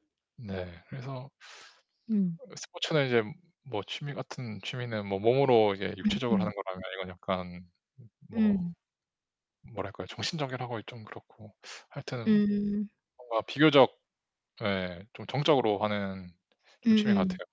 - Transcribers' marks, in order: tapping; distorted speech; other background noise
- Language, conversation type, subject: Korean, unstructured, 스마트폰 게임은 시간 낭비라고 생각하시나요?